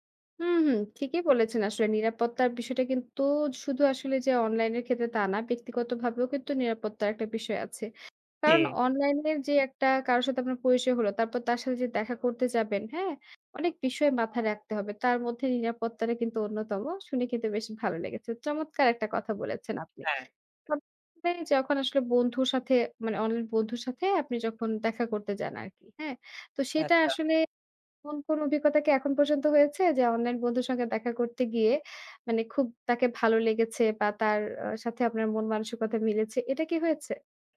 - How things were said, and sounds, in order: tapping; unintelligible speech
- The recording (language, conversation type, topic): Bengali, podcast, অনলাইনে পরিচয়ের মানুষকে আপনি কীভাবে বাস্তবে সরাসরি দেখা করার পর্যায়ে আনেন?